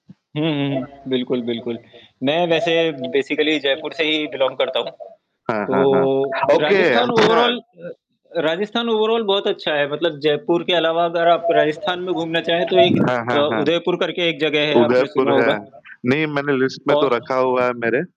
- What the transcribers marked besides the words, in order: static; in English: "बेसिकली"; in English: "बिलॉन्ग"; distorted speech; mechanical hum; in English: "ओवरऑल"; other noise; in English: "ओके"; in English: "ओवरऑल"; in English: "लिस्ट"
- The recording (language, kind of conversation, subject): Hindi, unstructured, गर्मी की छुट्टियाँ बिताने के लिए आप पहाड़ों को पसंद करते हैं या समुद्र तट को?